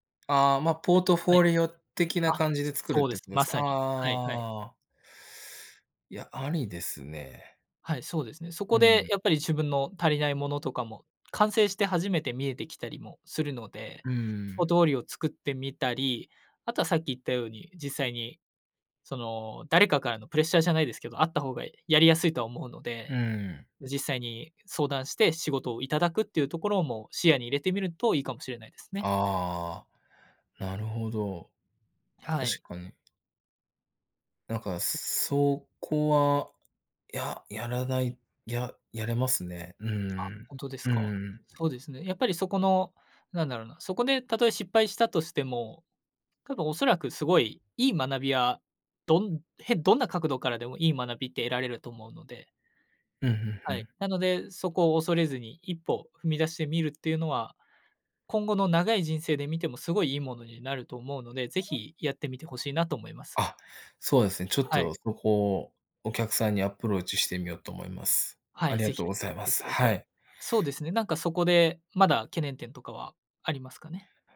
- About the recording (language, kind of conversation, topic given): Japanese, advice, 失敗が怖くて完璧を求めすぎてしまい、行動できないのはどうすれば改善できますか？
- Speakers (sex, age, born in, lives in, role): male, 20-24, Japan, Japan, advisor; male, 30-34, Japan, Japan, user
- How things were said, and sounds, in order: other background noise; unintelligible speech; other noise